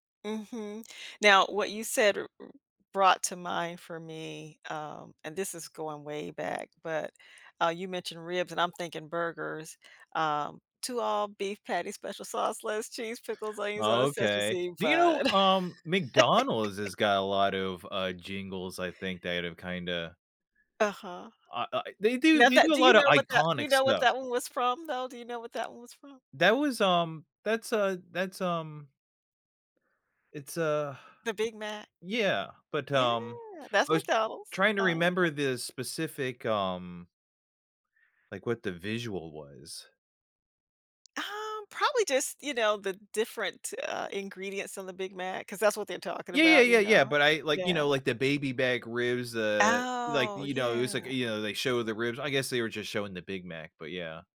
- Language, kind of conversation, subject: English, unstructured, How should I feel about a song after it's used in media?
- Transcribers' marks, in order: singing: "two all-beef patties, special sauce … sesame seed bun"; laugh; drawn out: "Oh"